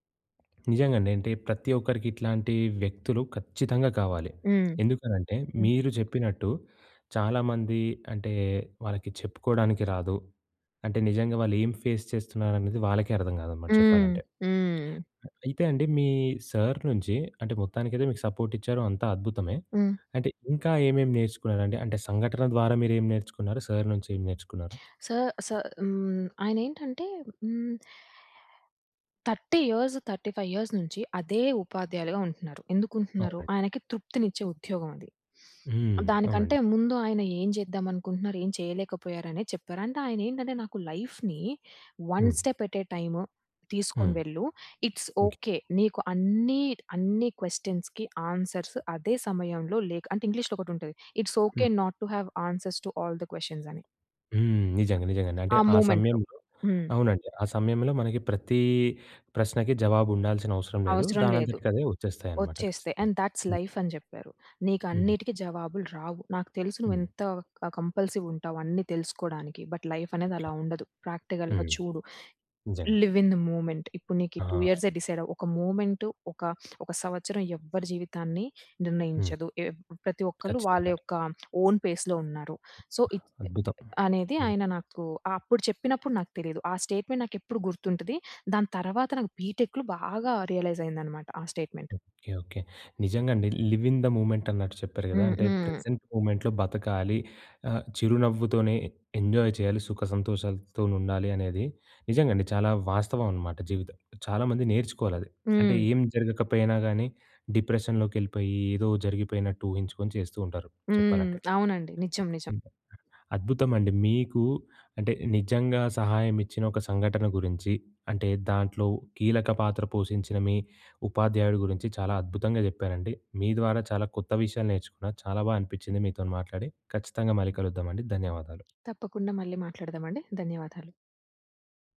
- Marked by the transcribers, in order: tapping; stressed: "ఖచ్చితంగా"; in English: "ఫేస్"; in English: "సార్"; in English: "సపోర్ట్"; in English: "సార్"; in English: "థర్టీ ఇయర్స్, థర్టీ ఫైవ్ ఇయర్స్"; in English: "లైఫ్‌ని 'వన్ స్టెప్ ఎట్ ఏ టైమ్'"; in English: "ఇట్స్ ఓకే"; in English: "క్వెషన్స్‌కి ఆన్సర్స్"; in English: "ఇంగ్లీష్‌లో"; in English: "ఇట్స్ ఓకే నాట్ టు హావ్ ఆన్సర్స్ టు ఆల్ ది క్వెషన్స్"; other noise; in English: "మూమెంట్‌లో"; in English: "అండ్ దట్స్ లైఫ్"; in English: "కంపల్సివ్"; in English: "బట్ లైఫ్"; in English: "ప్రాక్టికల్‌గా"; in English: "లివ్ ఇన్ ది మూవ్మెంట్"; in English: "టూ"; in English: "డిసైడ్"; in English: "ఓన్ ఫేస్‌లో"; in English: "సో"; in English: "స్టేట్మెంట్"; in English: "రియలైజ్"; in English: "స్టేట్మెంట్"; in English: "లివ్ ఇన్ ద మూమెంట్"; in English: "ప్రెజెంట్ మూమెంట్‌లో"; in English: "ఎంజాయ్"; in English: "డిప్రెషన్‌లోకెళ్ళిపోయి"; other background noise
- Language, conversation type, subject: Telugu, podcast, మీకు నిజంగా సహాయమిచ్చిన ఒక సంఘటనను చెప్పగలరా?